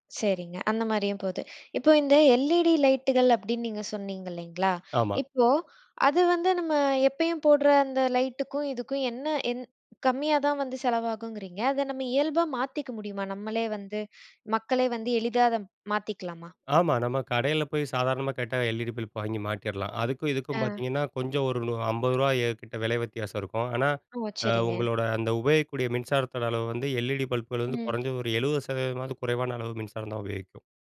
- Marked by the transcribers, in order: in English: "எல்-இ-டி லைட்டுகள்"; in English: "எல்-இ-டி பல்ப்"; other background noise; in English: "எல்-இ-டி பல்புகள்"
- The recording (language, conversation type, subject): Tamil, podcast, வீட்டில் மின்சாரம் சேமிக்க எளிய வழிகள் என்னென்ன?